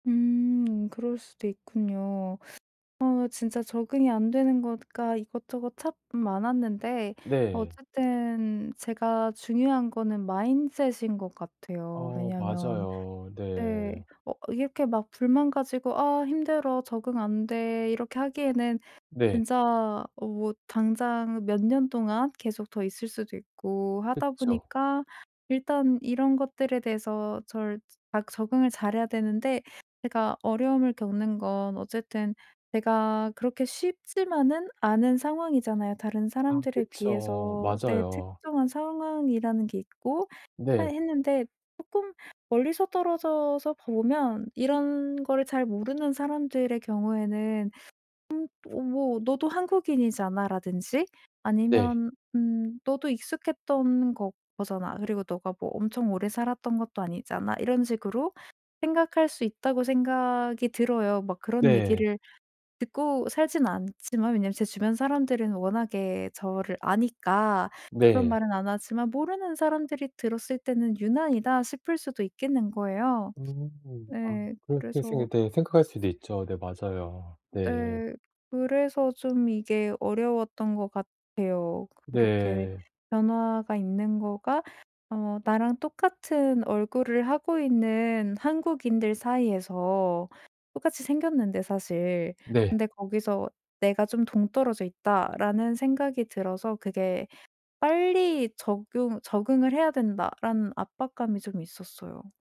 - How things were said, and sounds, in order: other background noise; in English: "mindset"; tapping
- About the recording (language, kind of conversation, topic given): Korean, advice, 변화를 어떻게 더 잘 받아들이고 적응할 수 있을까요?